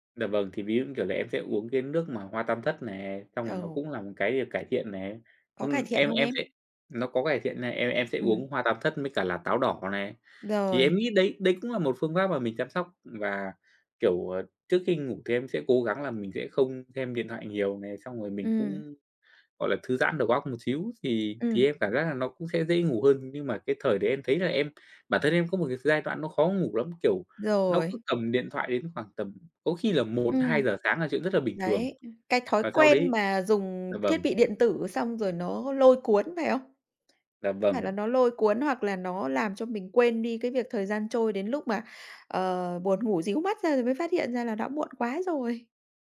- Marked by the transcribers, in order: other background noise; tapping
- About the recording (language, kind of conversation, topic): Vietnamese, podcast, Bạn chăm sóc giấc ngủ hằng ngày như thế nào, nói thật nhé?